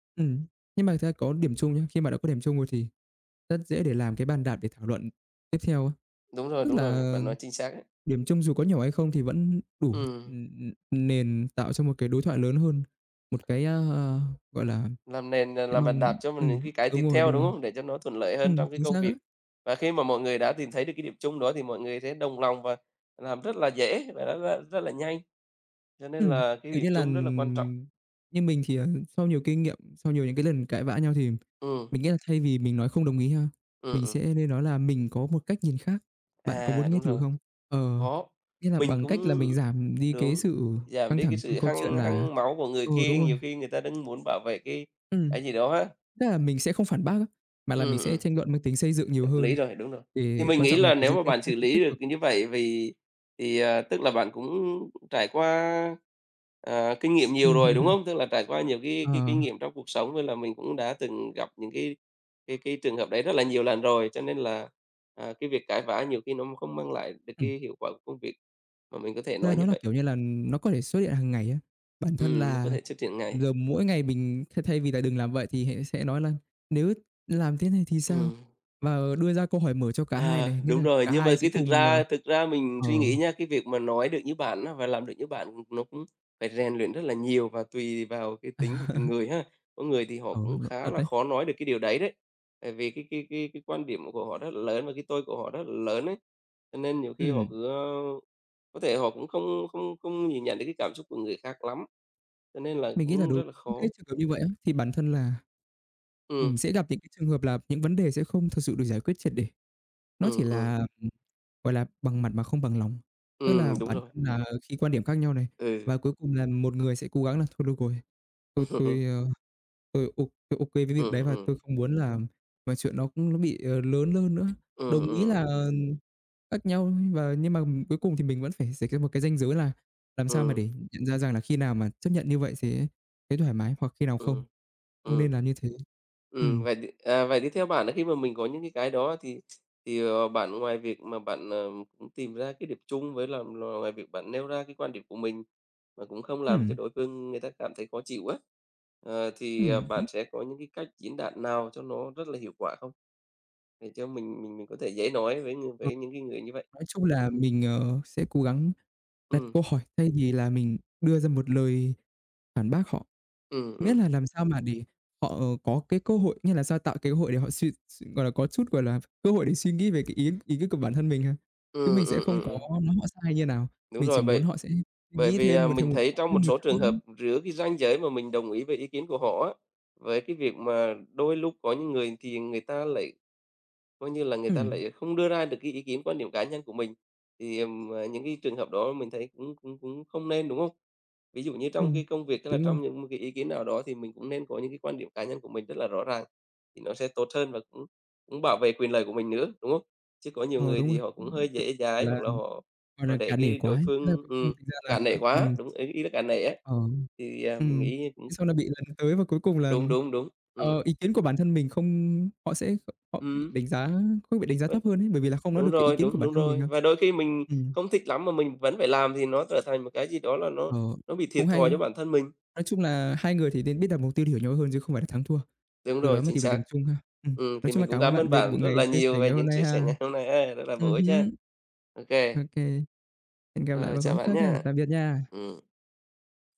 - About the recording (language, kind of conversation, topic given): Vietnamese, unstructured, Khi hai người không đồng ý, làm sao để tìm được điểm chung?
- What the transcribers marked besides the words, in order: tapping; other background noise; chuckle; chuckle; laughing while speaking: "Ừm"; "hơn" said as "lơn"; unintelligible speech